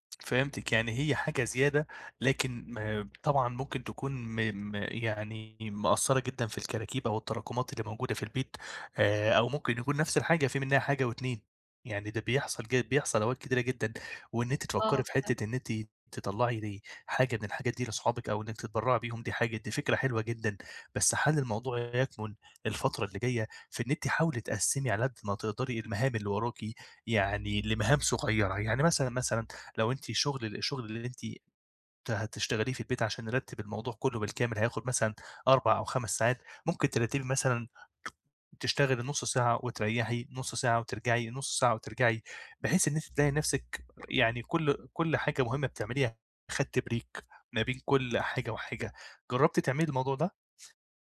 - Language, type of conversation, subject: Arabic, advice, إزاي أبدأ أقلّل الفوضى المتراكمة في البيت من غير ما أندم على الحاجة اللي هرميها؟
- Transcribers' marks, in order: other background noise; tapping; in English: "break"